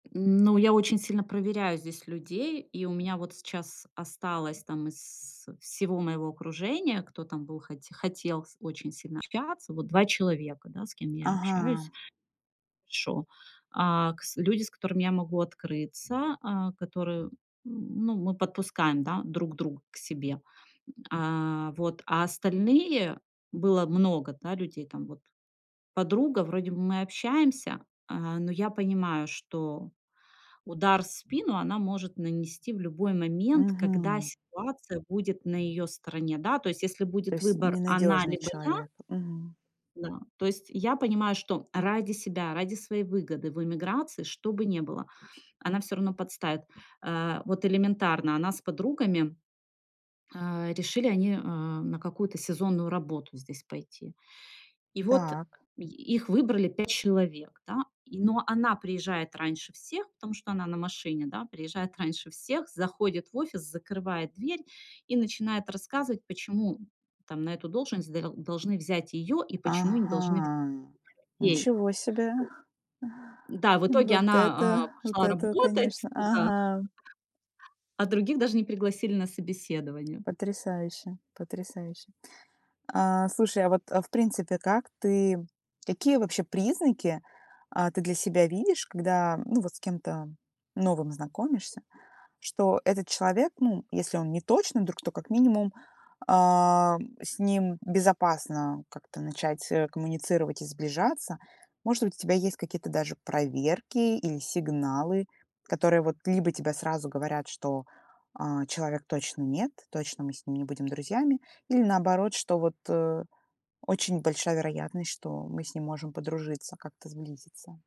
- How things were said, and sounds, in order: "еще" said as "шо"; drawn out: "Ага"; unintelligible speech; other noise; other background noise; tapping
- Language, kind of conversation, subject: Russian, podcast, Как отличить настоящих друзей от простых приятелей?